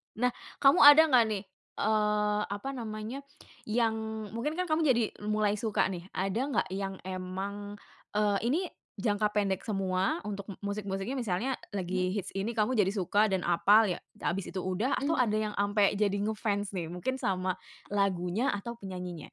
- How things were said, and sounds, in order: none
- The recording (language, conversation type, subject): Indonesian, podcast, Bagaimana peran teman dalam mengubah selera musikmu?